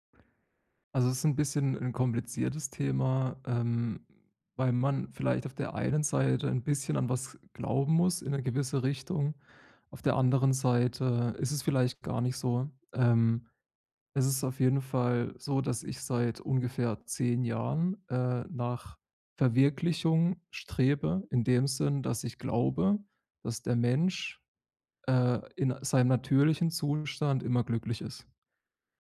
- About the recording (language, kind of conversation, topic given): German, advice, Wie kann ich alte Muster loslassen und ein neues Ich entwickeln?
- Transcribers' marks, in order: none